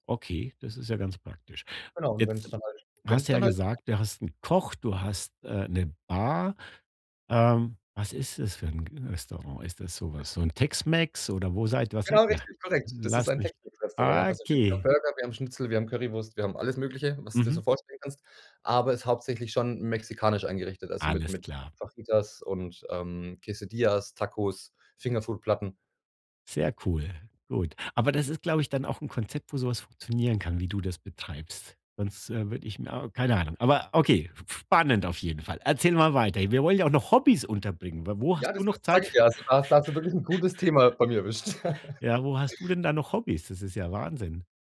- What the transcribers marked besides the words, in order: joyful: "Genau, richtig korrekt"; stressed: "okay"; other background noise; laugh
- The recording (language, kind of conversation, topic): German, podcast, Wie kann man Hobbys gut mit Job und Familie verbinden?